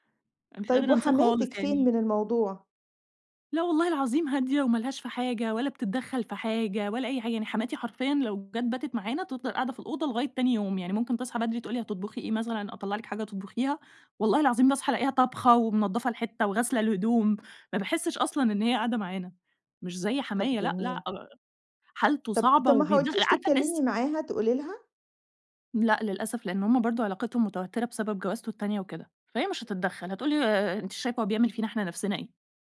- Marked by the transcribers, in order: none
- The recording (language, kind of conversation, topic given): Arabic, advice, إزاي أتعامل مع تدخل أهل شريكي المستمر اللي بيسبّب توتر بينا؟